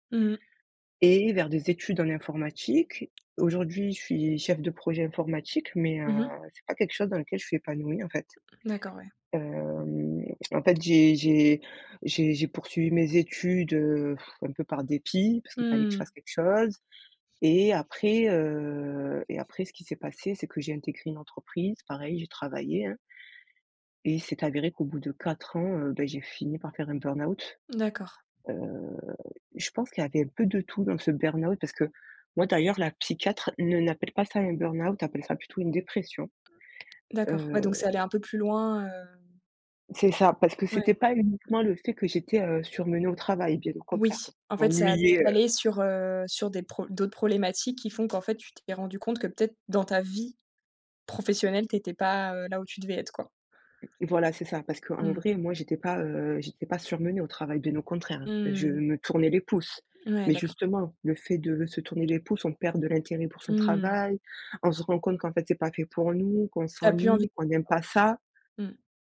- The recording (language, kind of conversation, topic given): French, podcast, Comment choisis-tu entre ta passion et ta sécurité financière ?
- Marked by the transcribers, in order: blowing; other background noise; stressed: "Oui"; unintelligible speech